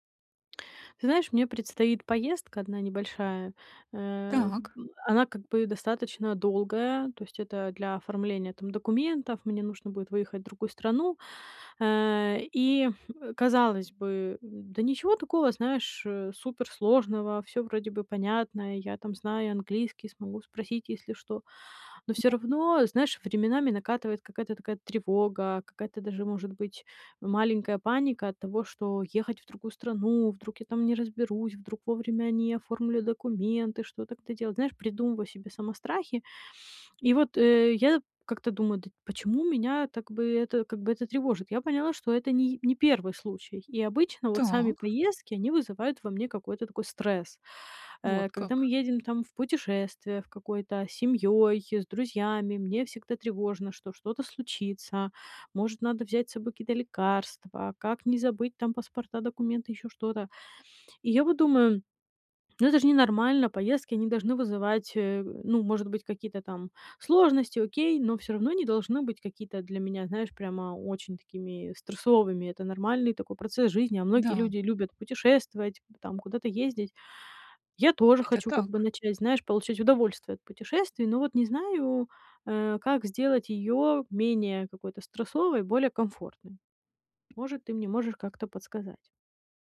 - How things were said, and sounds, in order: unintelligible speech; tapping
- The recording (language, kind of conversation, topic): Russian, advice, Как мне уменьшить тревогу и стресс перед предстоящей поездкой?